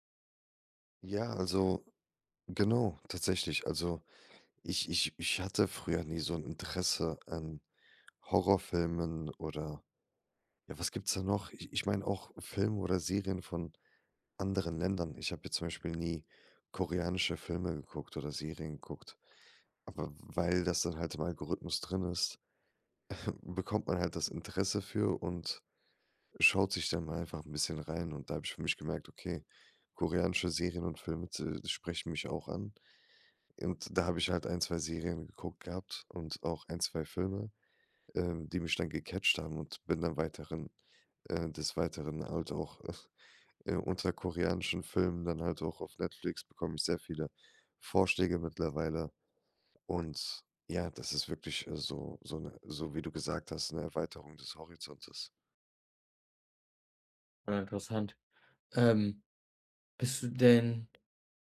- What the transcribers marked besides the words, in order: chuckle; chuckle
- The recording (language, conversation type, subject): German, podcast, Wie beeinflussen Algorithmen unseren Seriengeschmack?